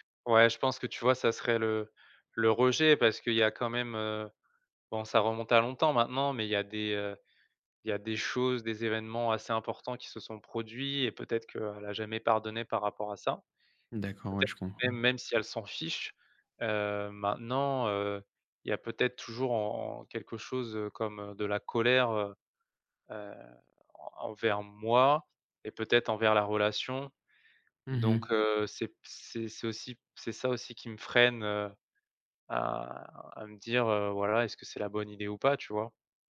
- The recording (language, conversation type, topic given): French, advice, Pourquoi est-il si difficile de couper les ponts sur les réseaux sociaux ?
- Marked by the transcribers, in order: none